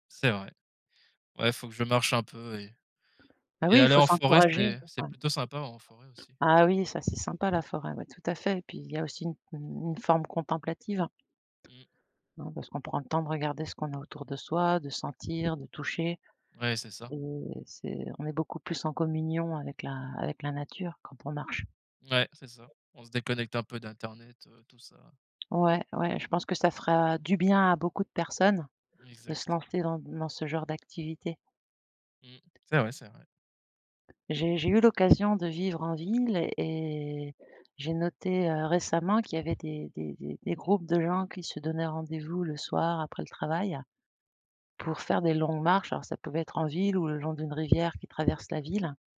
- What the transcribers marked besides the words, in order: unintelligible speech; other background noise
- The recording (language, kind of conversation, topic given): French, unstructured, Quels sont les bienfaits surprenants de la marche quotidienne ?